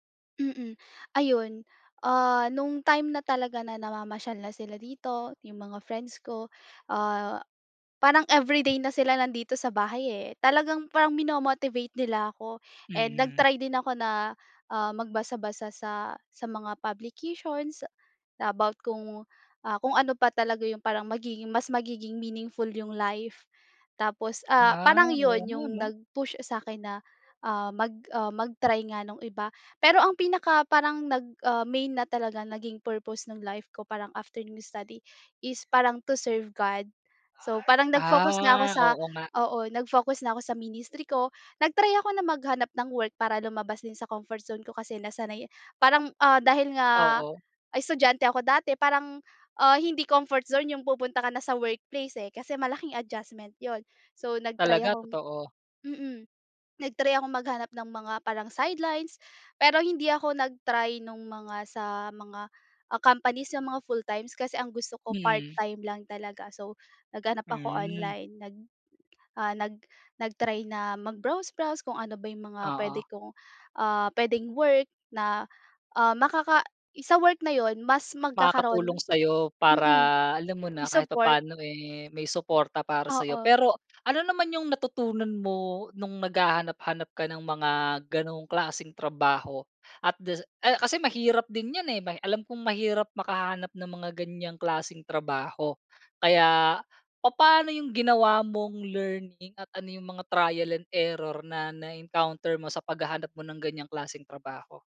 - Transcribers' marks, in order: in English: "to serve God"; background speech; drawn out: "Ah"; other background noise; in English: "trial and error"
- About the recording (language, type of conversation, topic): Filipino, podcast, Ano ang pinaka-memorable na learning experience mo at bakit?
- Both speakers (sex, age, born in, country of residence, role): female, 20-24, Philippines, Philippines, guest; male, 30-34, Philippines, Philippines, host